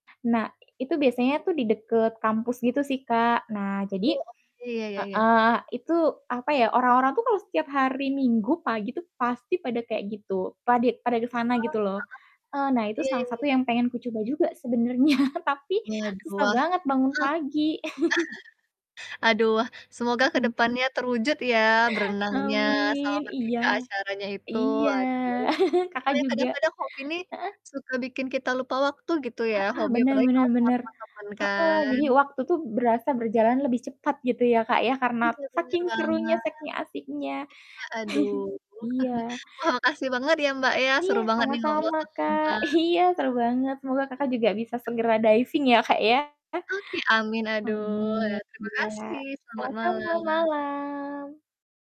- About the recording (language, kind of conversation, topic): Indonesian, unstructured, Hobi apa yang paling membuatmu lupa waktu?
- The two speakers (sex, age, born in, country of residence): female, 30-34, Indonesia, Indonesia; female, 30-34, Indonesia, Indonesia
- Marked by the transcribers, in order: distorted speech; laughing while speaking: "sebenarnya"; chuckle; other background noise; chuckle; chuckle; laughing while speaking: "Iya"; in English: "diving"; drawn out: "malam"